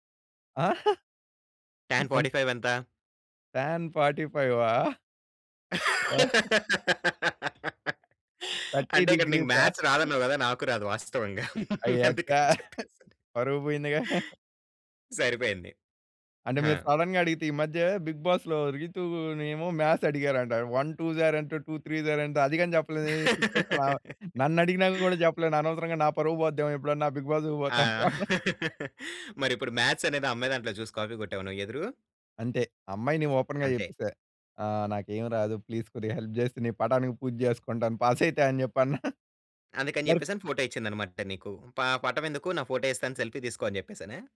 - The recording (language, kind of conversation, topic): Telugu, podcast, మీ ఫోన్ వల్ల మీ సంబంధాలు ఎలా మారాయి?
- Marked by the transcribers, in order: unintelligible speech; in English: "టాన్ ఫార్టి ఫైవ్"; in English: "టాన్ ఫార్టి ఫైవా?"; laughing while speaking: "అంటే, ఇక్కడ నీకు మాథ్స్ రాదన్నావ్ కదా! నాకు రాదు వాస్తవంగ. అందుకని చెప్పేసి"; in English: "మాథ్స్"; laughing while speaking: "థర్టీ డిగ్రీసా?"; in English: "థర్టీ"; chuckle; in English: "సడెన్‌గా"; in English: "మాథ్స్"; in English: "వన్ టూ‌స్ ఆర్"; in English: "టూ త్రీ‌స్ ఆర్"; laugh; in English: "సిట్యుయేషన్‌లో"; laugh; chuckle; in English: "మాథ్స్"; in English: "ఓపెన్‌గా"; in English: "ప్లీజ్"; in English: "హెల్ప్"; laughing while speaking: "పాసైతే అని చెప్పి అన్నా"; in English: "సెల్ఫీ"